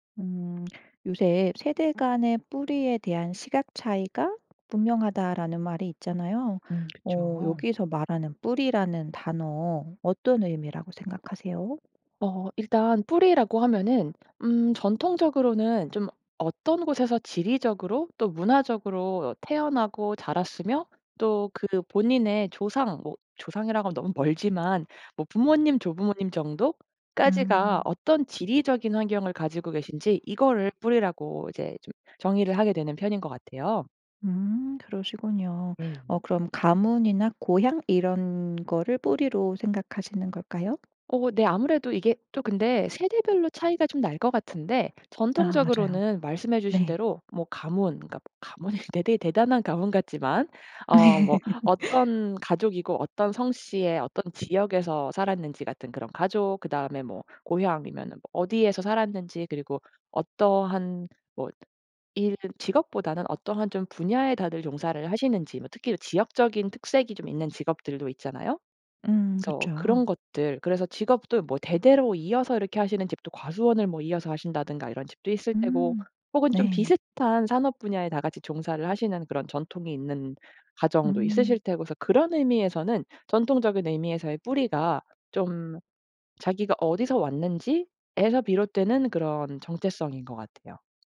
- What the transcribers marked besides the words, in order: other background noise; laughing while speaking: "가문이"; laughing while speaking: "네"
- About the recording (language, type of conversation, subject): Korean, podcast, 세대에 따라 ‘뿌리’를 바라보는 관점은 어떻게 다른가요?